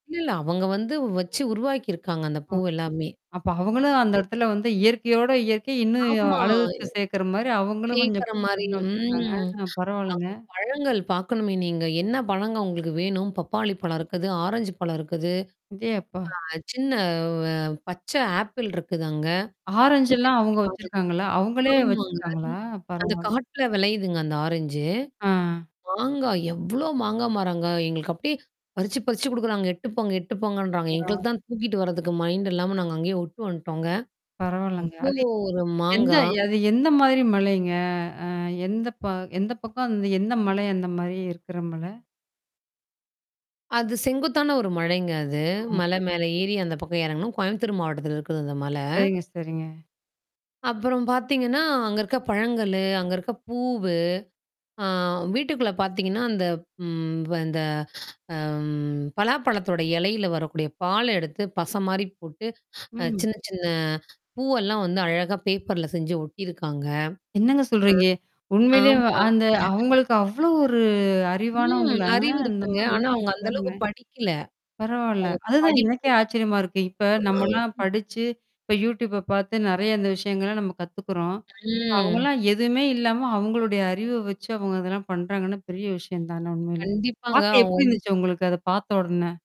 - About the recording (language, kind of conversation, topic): Tamil, podcast, நீங்கள் இயற்கையுடன் முதல் முறையாக தொடர்பு கொண்ட நினைவு என்ன?
- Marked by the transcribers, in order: static; other background noise; mechanical hum; distorted speech; drawn out: "ம்"; unintelligible speech; "எடுத்துட்டு" said as "எட்டு"; "எடுத்துட்டு" said as "எட்டு"; in English: "மைண்ட்"; blowing; surprised: "என்னங்க சொல்றீங்க?"; chuckle; in English: "YouTube"; grunt